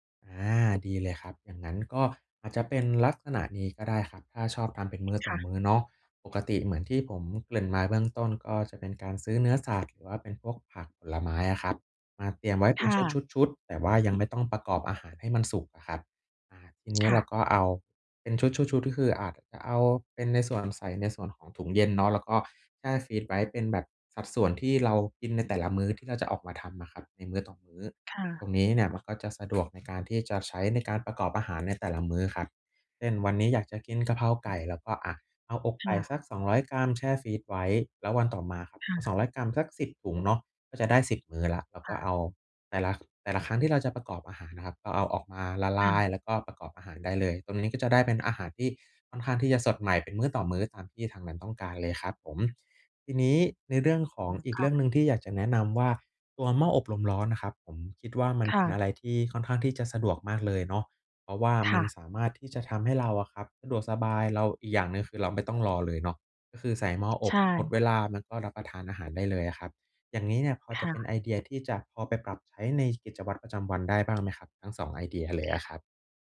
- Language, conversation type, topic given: Thai, advice, ทำอาหารที่บ้านอย่างไรให้ประหยัดค่าใช้จ่าย?
- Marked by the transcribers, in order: tapping; other background noise